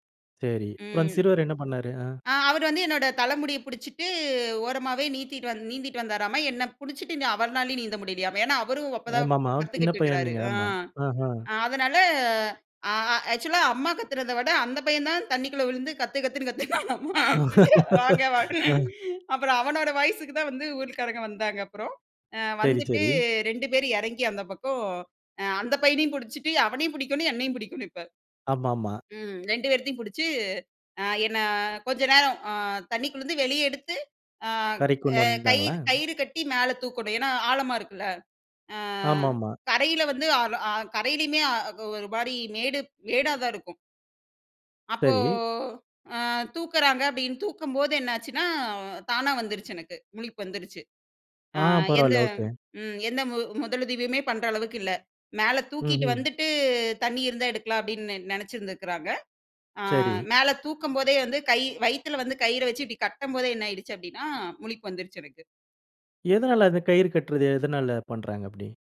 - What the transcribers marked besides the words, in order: in English: "ஆக்சுவலா"; laugh; laughing while speaking: "கத்துனாமா. வாங்க வாங்கன்னு. அப்புறம் அவனோட வாய்ஸுக்கு தான் வந்து ஊர்க்காரங்க வந்தாங்க அப்புறம். ஆ"; drawn out: "அப்போ"
- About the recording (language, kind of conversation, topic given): Tamil, podcast, அவசரநிலையில் ஒருவர் உங்களை காப்பாற்றிய அனுபவம் உண்டா?